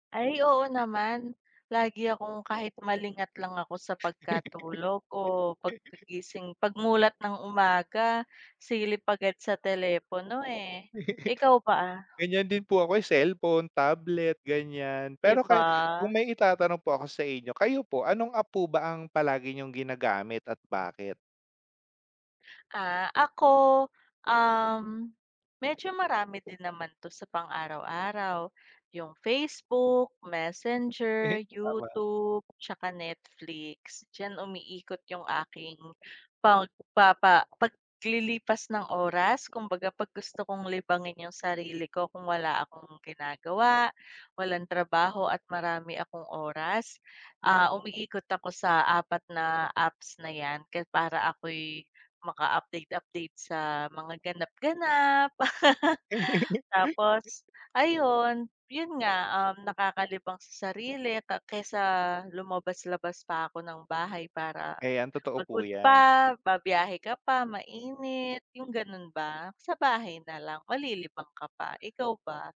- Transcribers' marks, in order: laugh; laugh; laughing while speaking: "Eh"; laugh
- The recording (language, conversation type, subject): Filipino, unstructured, Anong aplikasyon ang palagi mong ginagamit at bakit?